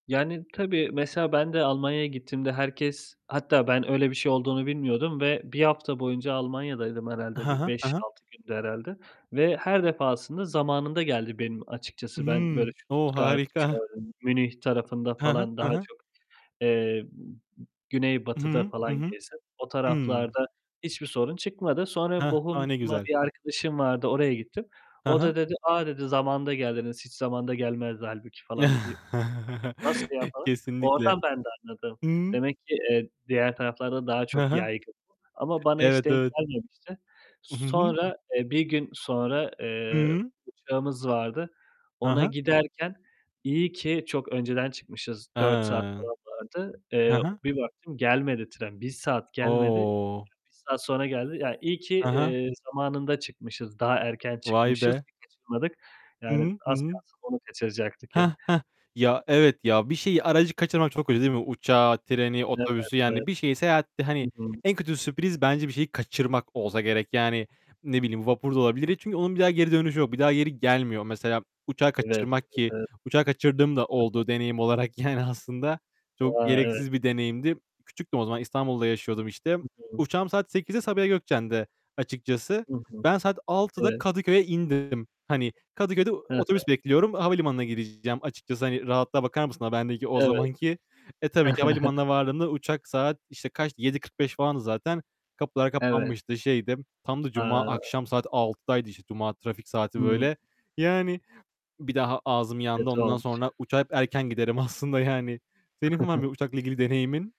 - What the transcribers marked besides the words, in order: distorted speech; tapping; chuckle; other background noise; static; laughing while speaking: "yani aslında"; chuckle; laughing while speaking: "aslında yani"; giggle
- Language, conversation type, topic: Turkish, unstructured, Yolculuklarda sizi en çok ne şaşırtır?
- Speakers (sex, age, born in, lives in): male, 25-29, Turkey, Germany; male, 30-34, Turkey, Italy